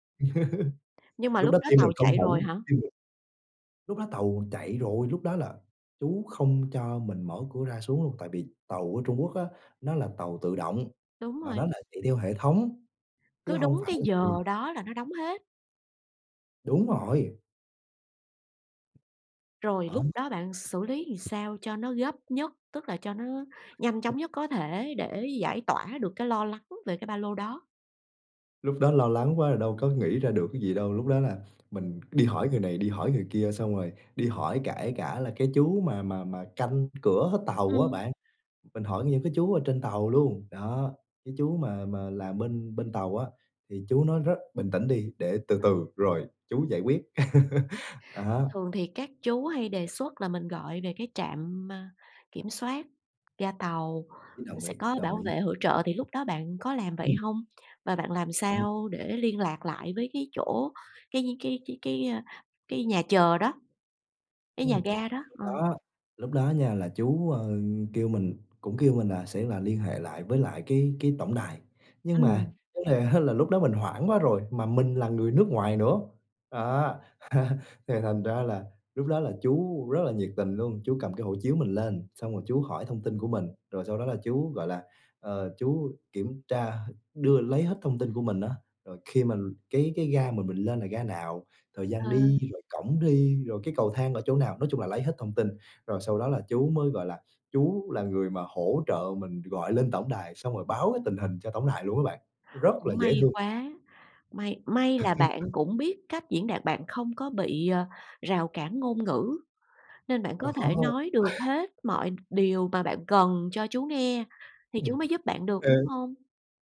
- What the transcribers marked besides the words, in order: laugh; unintelligible speech; "làm" said as "ừn"; tapping; laugh; other background noise; laugh; laugh; laugh
- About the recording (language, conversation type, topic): Vietnamese, podcast, Bạn có thể kể về một chuyến đi gặp trục trặc nhưng vẫn rất đáng nhớ không?